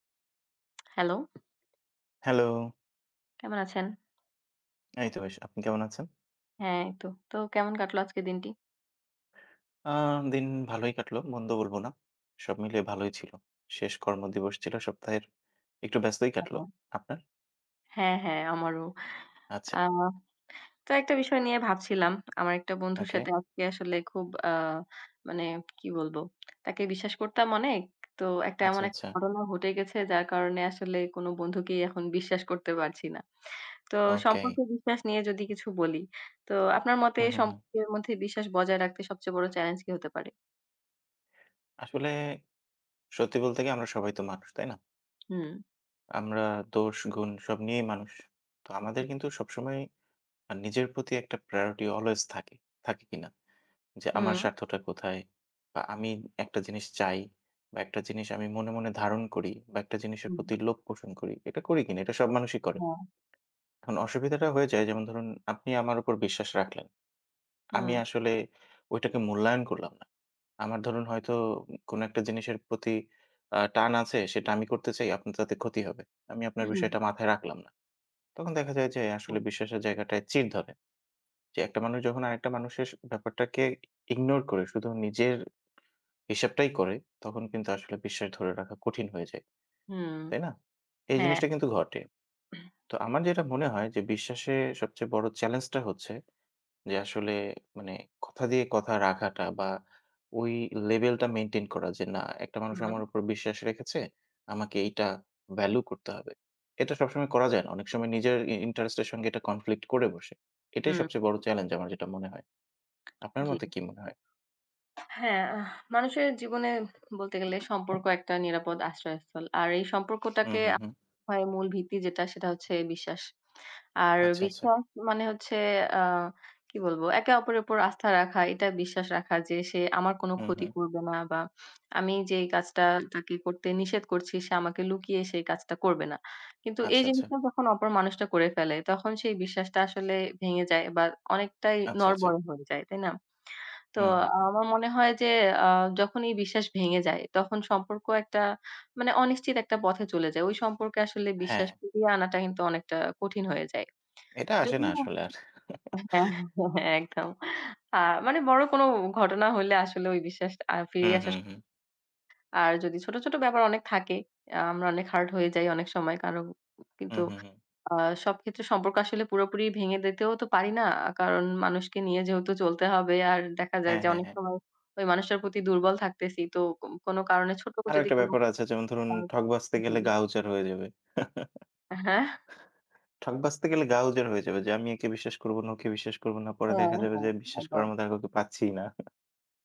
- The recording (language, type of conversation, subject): Bengali, unstructured, সম্পর্কে বিশ্বাস কেন এত গুরুত্বপূর্ণ বলে তুমি মনে করো?
- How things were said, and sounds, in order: tongue click; tapping; "ওকে" said as "ওকেই"; other noise; unintelligible speech; unintelligible speech; throat clearing; unintelligible speech; in English: "conflict"; other background noise; chuckle; laughing while speaking: "একদম"; chuckle; "কারণ" said as "কারং"; unintelligible speech; chuckle; chuckle